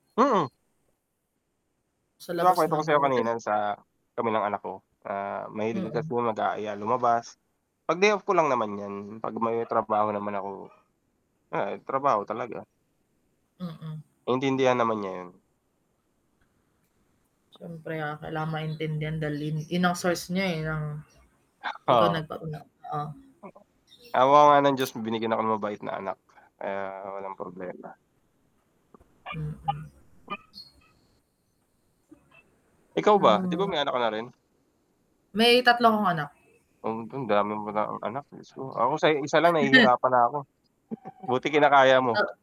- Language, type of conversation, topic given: Filipino, unstructured, Saan mo nakikita ang sarili mo sa loob ng limang taon pagdating sa personal na pag-unlad?
- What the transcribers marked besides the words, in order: static; dog barking; other animal sound; chuckle; other street noise